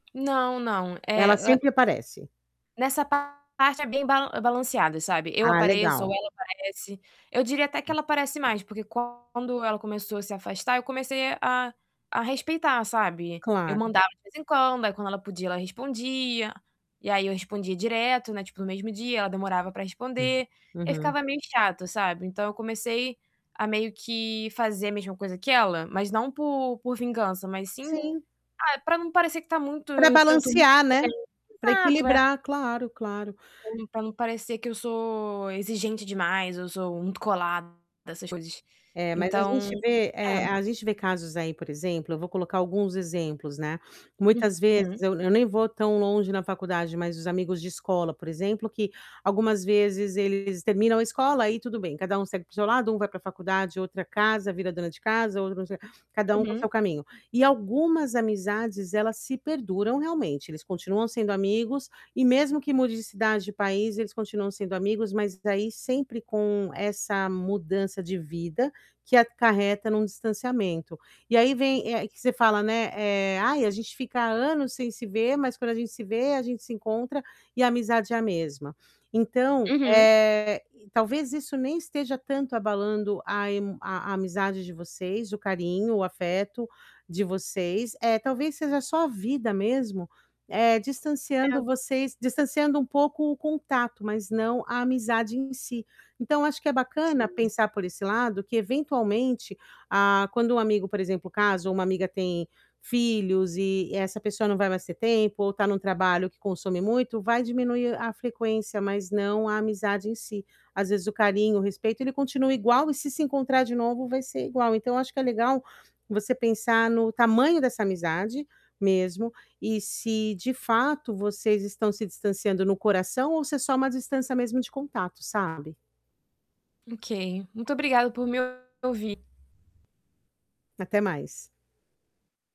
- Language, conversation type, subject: Portuguese, advice, Por que meus amigos sempre cancelam os planos em cima da hora?
- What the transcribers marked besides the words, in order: tapping; other background noise; static; distorted speech